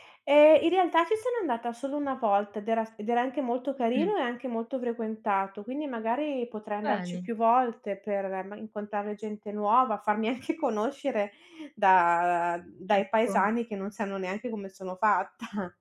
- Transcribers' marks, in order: laughing while speaking: "anche"; drawn out: "da"; laughing while speaking: "fatta"
- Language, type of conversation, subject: Italian, advice, Come posso affrontare la sensazione di isolamento e la mancanza di amici nella mia nuova città?